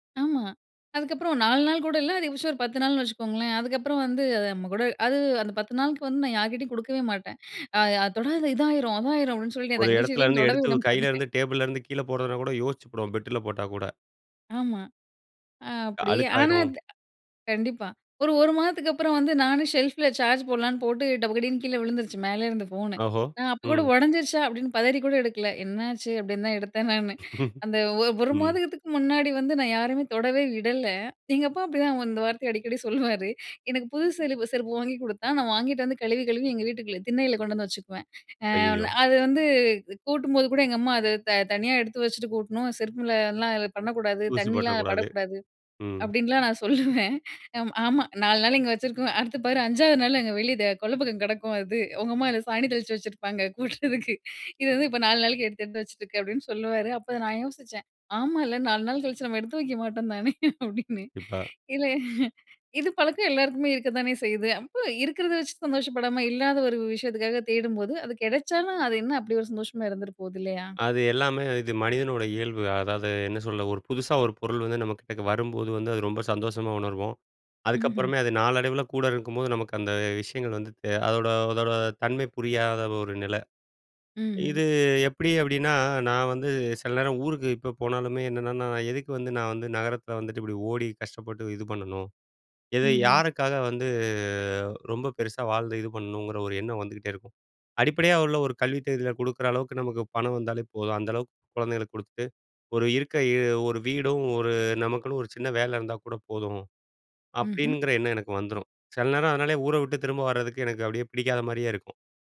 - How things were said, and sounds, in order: unintelligible speech; snort; snort; chuckle; chuckle; snort
- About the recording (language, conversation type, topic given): Tamil, podcast, வறுமையைப் போல அல்லாமல் குறைவான உடைமைகளுடன் மகிழ்ச்சியாக வாழ்வது எப்படி?